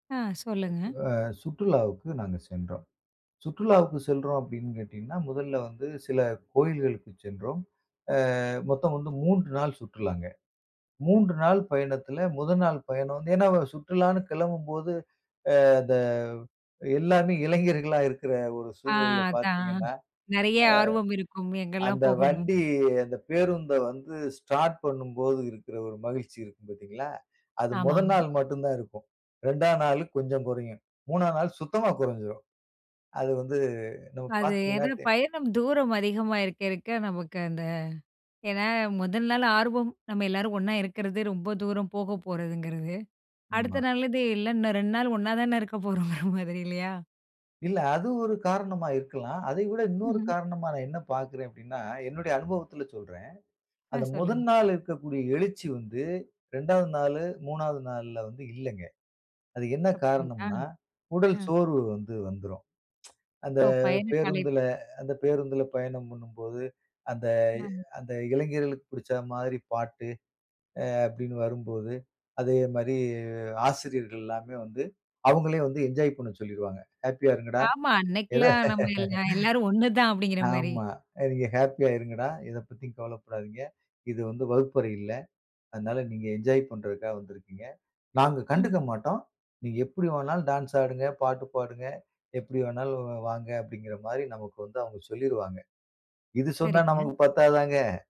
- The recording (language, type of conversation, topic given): Tamil, podcast, பயணத்தின் போது உங்களுக்கு நடந்த மறக்கமுடியாத சம்பவம் என்ன?
- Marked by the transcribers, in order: in English: "ஸ்டார்ட்"; laughing while speaking: "இருக்க போறோங்கிற மாதிரி"; tsk; laugh; in English: "ஹேப்பியா"; in English: "என்ஜாய்"